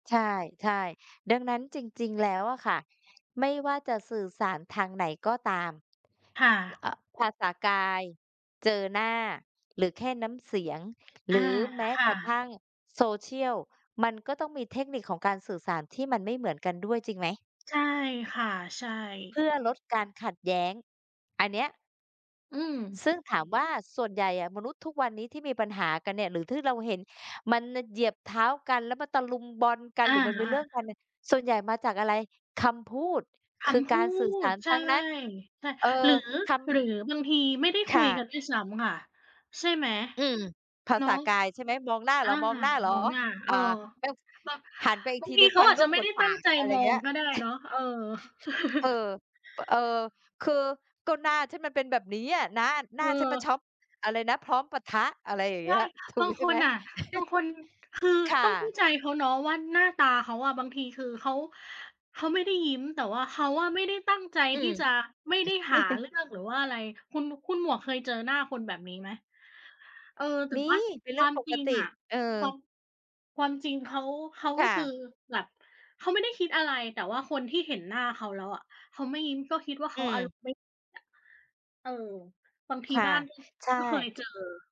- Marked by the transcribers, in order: other noise; other background noise; chuckle; laughing while speaking: "ถูกใช่ไหม ?"; chuckle; chuckle; stressed: "มี"
- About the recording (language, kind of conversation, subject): Thai, unstructured, การสื่อสารในความสัมพันธ์สำคัญแค่ไหน?